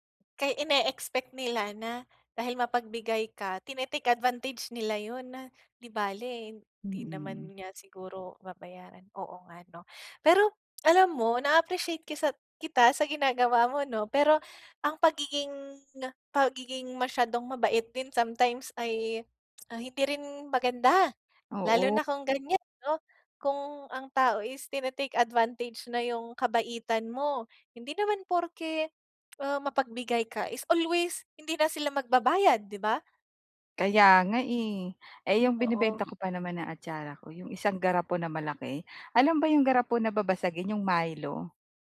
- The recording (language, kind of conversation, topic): Filipino, advice, Paano ko pamamahalaan at palalaguin ang pera ng aking negosyo?
- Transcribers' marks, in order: other background noise